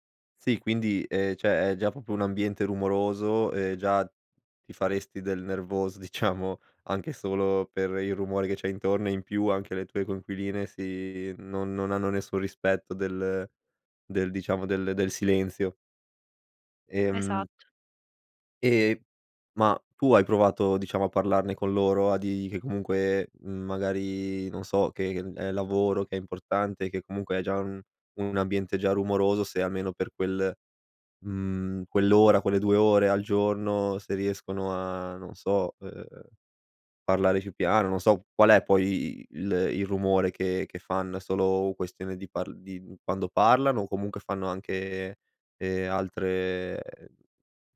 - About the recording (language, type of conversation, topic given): Italian, advice, Come posso concentrarmi se in casa c’è troppo rumore?
- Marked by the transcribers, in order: "cioè" said as "ceh"; "proprio" said as "propo"; laughing while speaking: "diciamo"